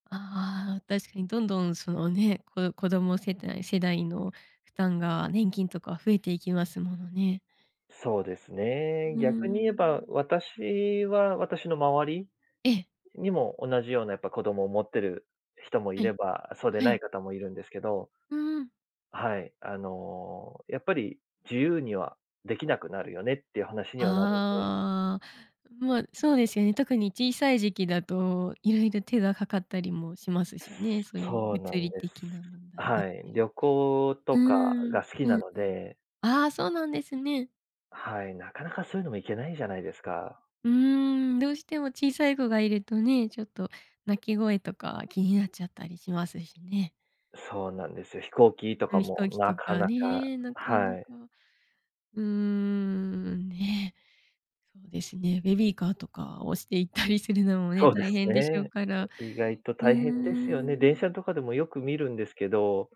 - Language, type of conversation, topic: Japanese, podcast, 子どもを持つかどうか、どのように考えましたか？
- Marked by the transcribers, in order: laughing while speaking: "押していったりするのもね"